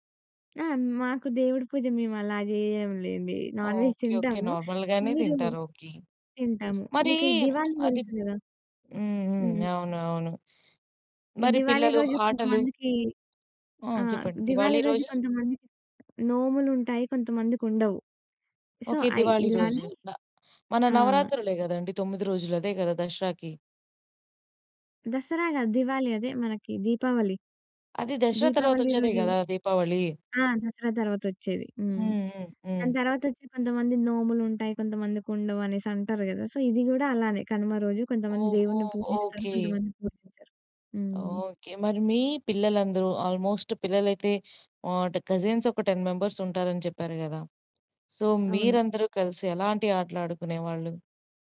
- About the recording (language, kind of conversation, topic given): Telugu, podcast, పండగను మీరు ఎలా అనుభవించారు?
- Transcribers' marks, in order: in English: "నాన్‌వెజ్"; in English: "నార్మల్‌గానే"; other background noise; lip smack; tapping; in English: "సో"; lip smack; in English: "సో"; in English: "ఆల్మోస్ట్"; in English: "టెన్"; in English: "సో"